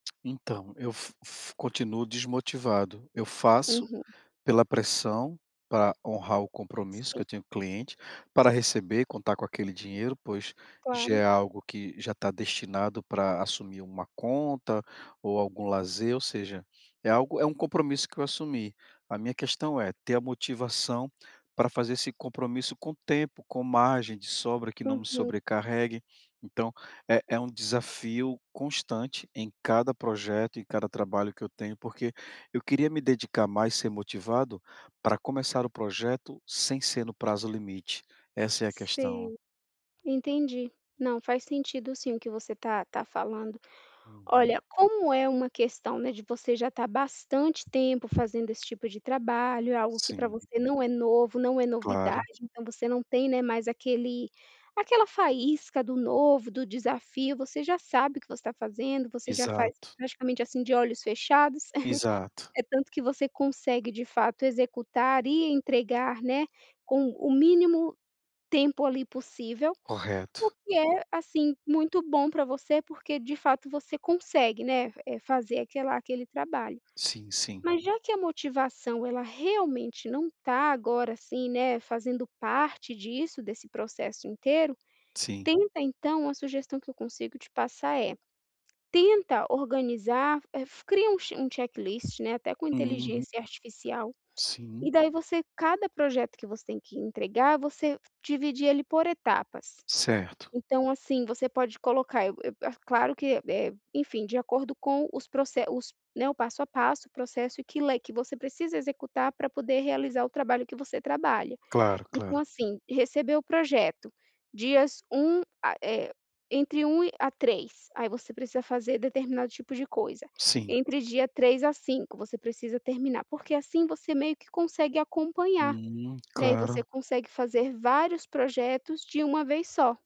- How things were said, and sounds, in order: tapping; other background noise; chuckle; in English: "checklist"
- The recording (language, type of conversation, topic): Portuguese, advice, Como posso parar de procrastinar e me sentir mais motivado?